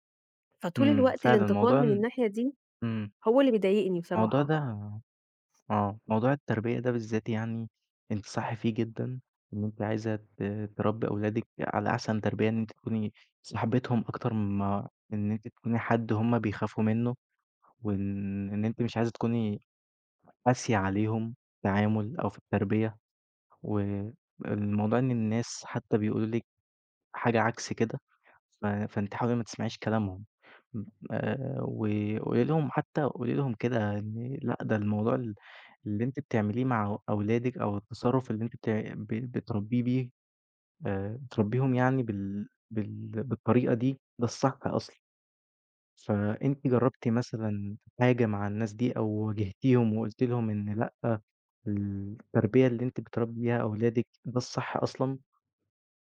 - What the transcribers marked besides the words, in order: tapping
- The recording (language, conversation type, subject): Arabic, advice, إزاي أتعامل مع إحساسي إني مجبور أرضي الناس وبتهرّب من المواجهة؟